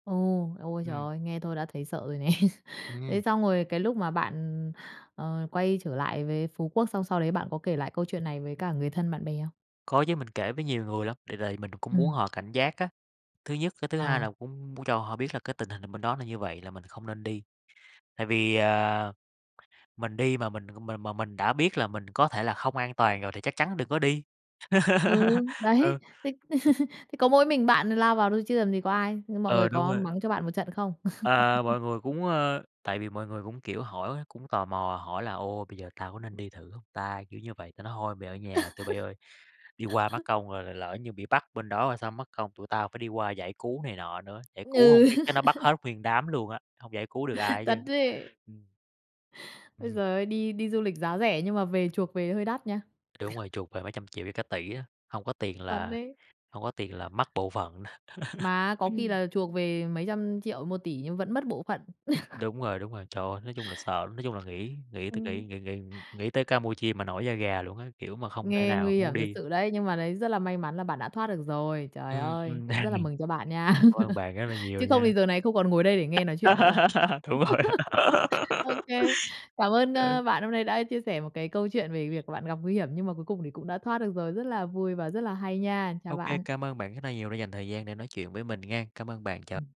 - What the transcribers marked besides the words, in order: laughing while speaking: "nè"; other background noise; tapping; laughing while speaking: "đấy"; laugh; chuckle; laugh; laugh; chuckle; laugh; chuckle; bird; laughing while speaking: "đang ni"; laugh; laugh; laughing while speaking: "Đúng rồi"; laugh
- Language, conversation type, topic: Vietnamese, podcast, Kể về một lần bạn gặp nguy hiểm nhưng may mắn thoát được